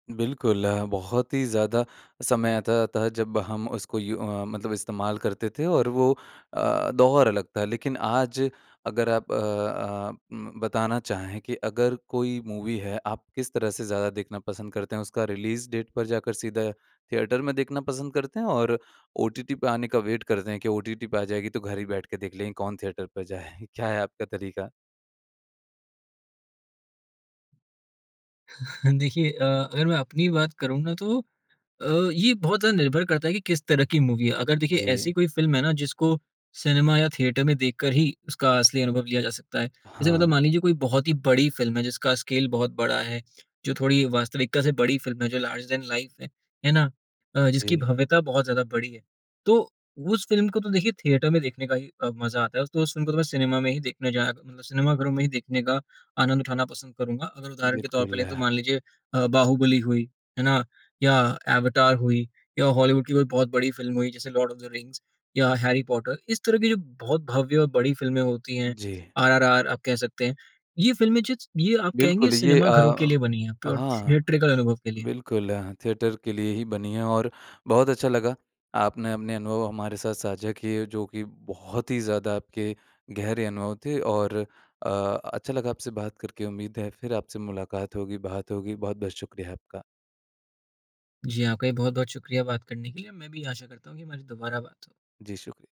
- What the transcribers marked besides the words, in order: in English: "मूवी"; in English: "रिलीज़ डेट"; in English: "वेट"; laughing while speaking: "जाए"; chuckle; in English: "मूवी"; in English: "स्केल"; in English: "लार्ज दैन लाइफ़"; in English: "प्योर थिएट्रिकल"
- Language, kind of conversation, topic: Hindi, podcast, क्या अब वेब-सीरीज़ और पारंपरिक टीवी के बीच का फर्क सच में कम हो रहा है?